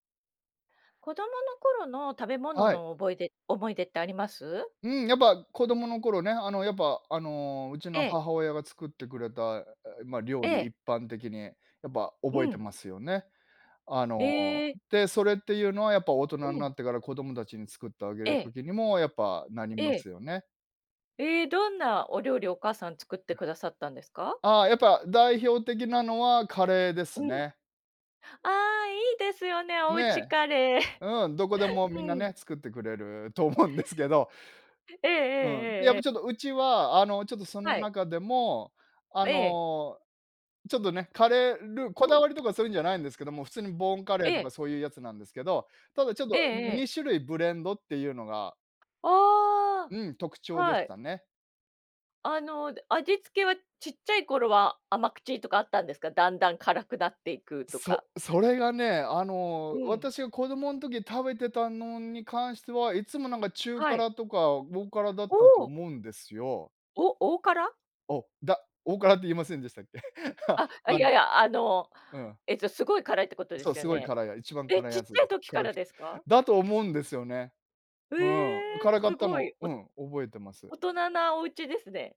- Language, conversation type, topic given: Japanese, podcast, 子どもの頃、いちばん印象に残っている食べ物の思い出は何ですか？
- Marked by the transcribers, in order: other noise; laugh; laughing while speaking: "思うんですけど"; laugh